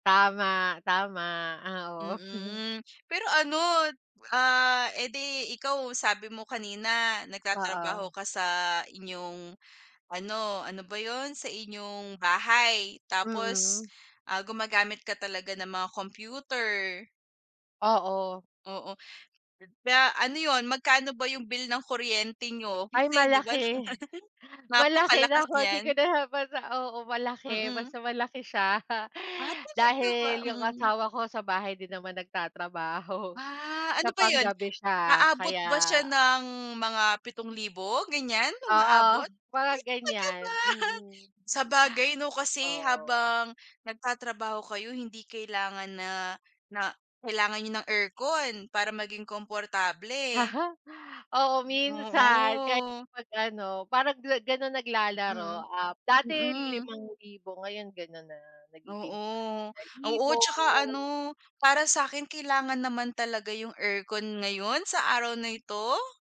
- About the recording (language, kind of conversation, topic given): Filipino, unstructured, Paano mo ginagamit ang teknolohiya sa pang-araw-araw mong buhay?
- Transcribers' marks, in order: chuckle; laugh; chuckle; background speech